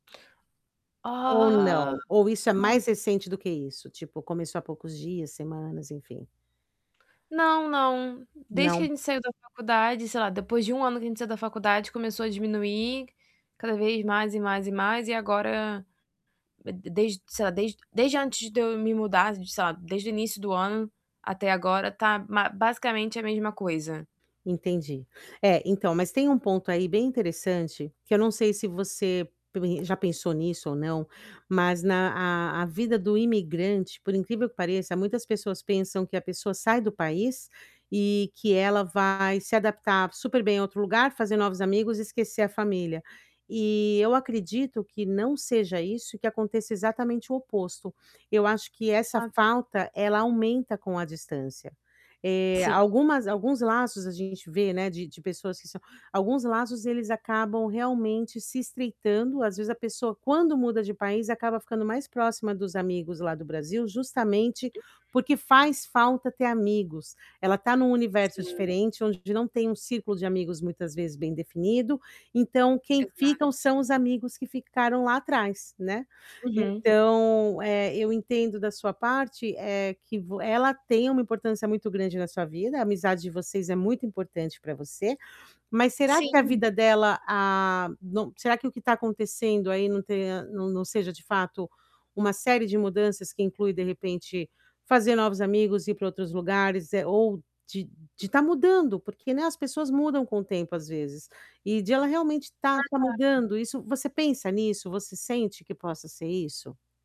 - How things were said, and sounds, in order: distorted speech; drawn out: "Ah"; tapping; unintelligible speech; static; other background noise
- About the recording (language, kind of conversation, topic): Portuguese, advice, Por que meus amigos sempre cancelam os planos em cima da hora?